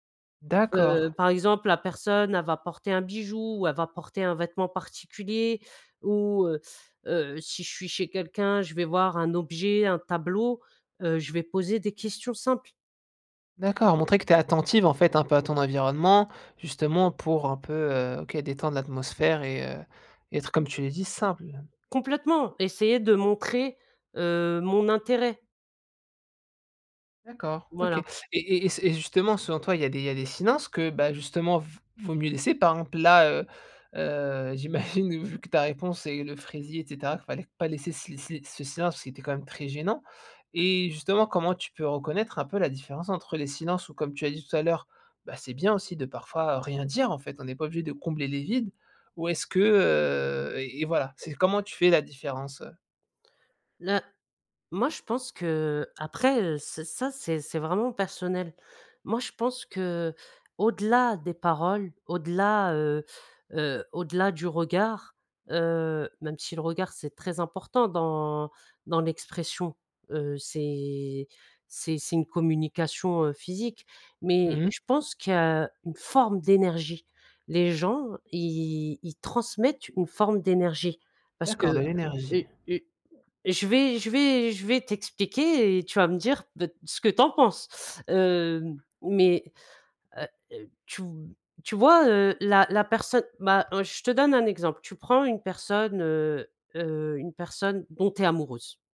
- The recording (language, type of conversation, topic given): French, podcast, Comment gères-tu les silences gênants en conversation ?
- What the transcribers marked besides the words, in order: tapping; drawn out: "c'est"